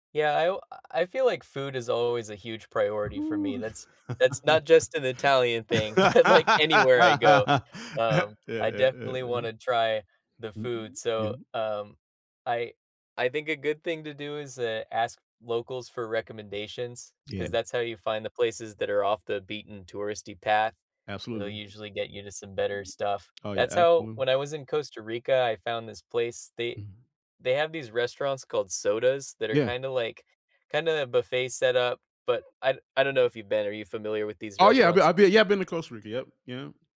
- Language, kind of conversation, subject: English, unstructured, How do you find the heart of a new city and connect with locals?
- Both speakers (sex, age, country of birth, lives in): male, 25-29, United States, United States; male, 60-64, United States, United States
- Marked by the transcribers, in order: other noise; chuckle; laugh; laughing while speaking: "but, like"; other background noise; tapping